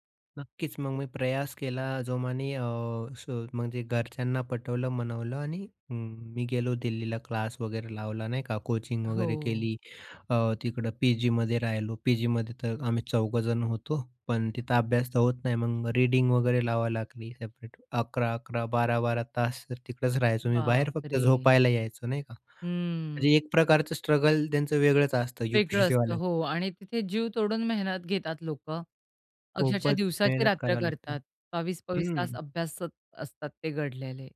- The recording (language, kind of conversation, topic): Marathi, podcast, अपयशानंतर तुम्ही पुन्हा नव्याने सुरुवात कशी केली?
- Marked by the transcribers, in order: laughing while speaking: "यूपीयससीवाल्यांच"; other background noise; "अभ्यासात" said as "अभ्यासत"